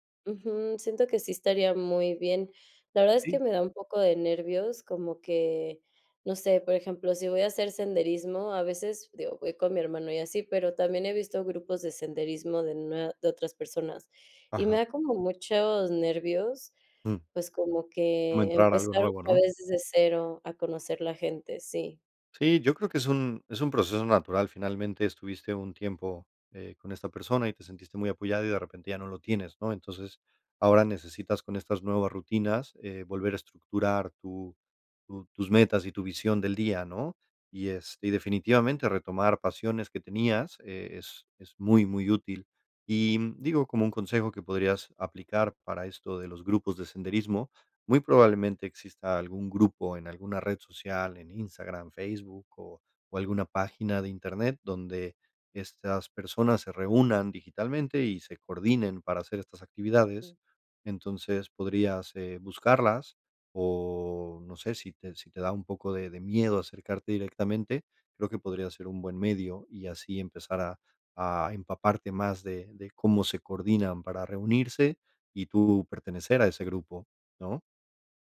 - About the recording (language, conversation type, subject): Spanish, advice, ¿Cómo puedo recuperarme emocionalmente después de una ruptura reciente?
- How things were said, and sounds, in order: none